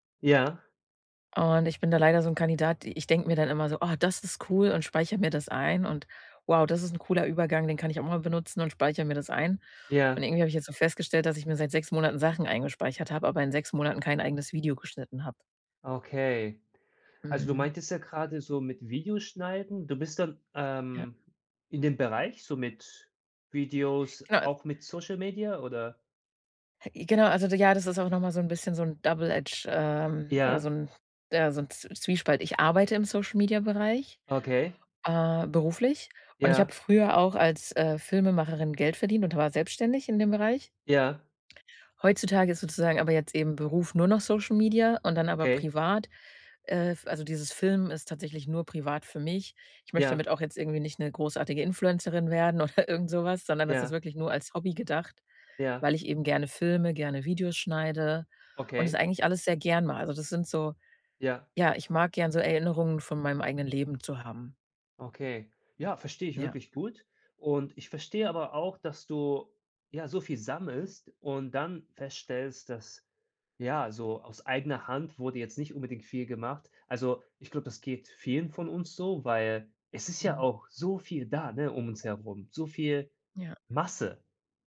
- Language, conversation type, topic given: German, advice, Wie kann ich eine Routine für kreatives Arbeiten entwickeln, wenn ich regelmäßig kreativ sein möchte?
- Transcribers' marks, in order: in English: "Double Edge"; laughing while speaking: "oder"